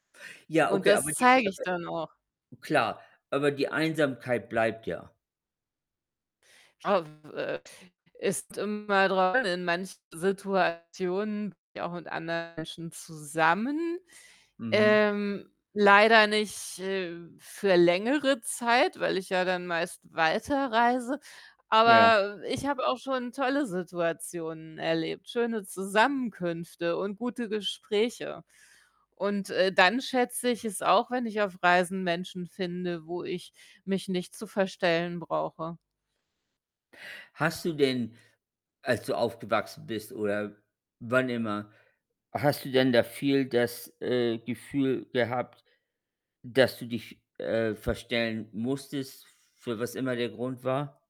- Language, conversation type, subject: German, unstructured, In welchen Situationen fühlst du dich am authentischsten?
- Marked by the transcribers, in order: distorted speech; other background noise; unintelligible speech; tapping; static